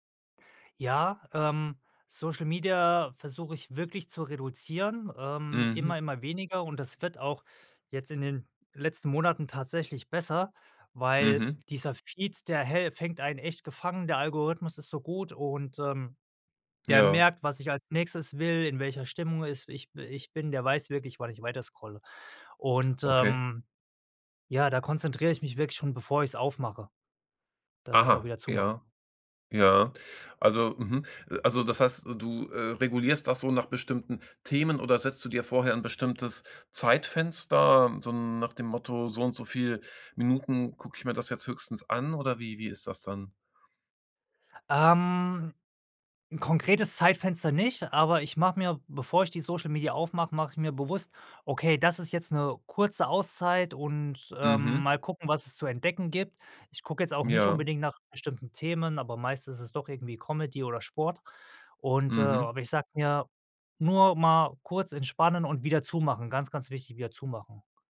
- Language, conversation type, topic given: German, podcast, Woran merkst du, dass dich zu viele Informationen überfordern?
- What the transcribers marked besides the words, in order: none